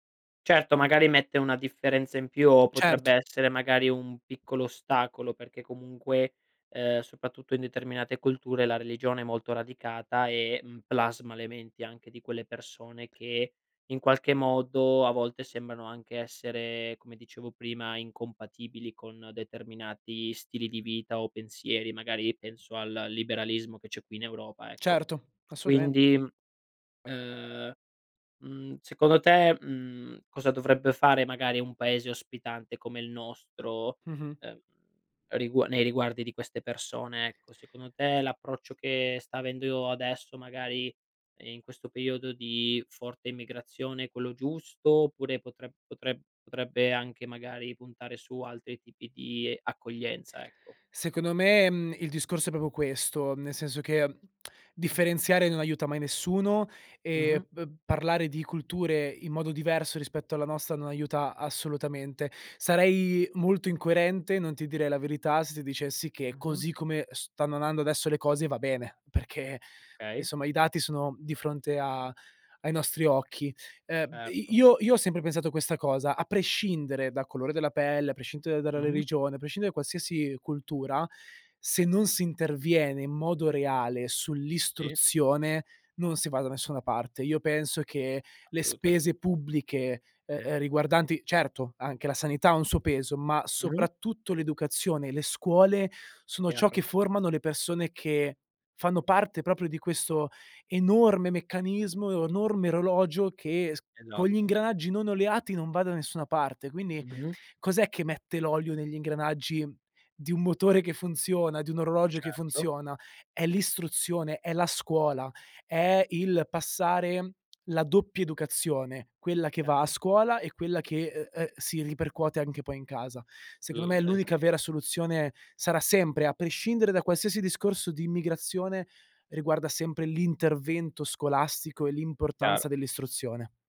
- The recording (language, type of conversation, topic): Italian, podcast, Come cambia la cultura quando le persone emigrano?
- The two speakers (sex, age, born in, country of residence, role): male, 25-29, Italy, Italy, guest; male, 25-29, Italy, Italy, host
- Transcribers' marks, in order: tapping; "di" said as "die"; "proprio" said as "propo"; "Okay" said as "kay"; "prescindere" said as "prescintere"; "proprio" said as "propio"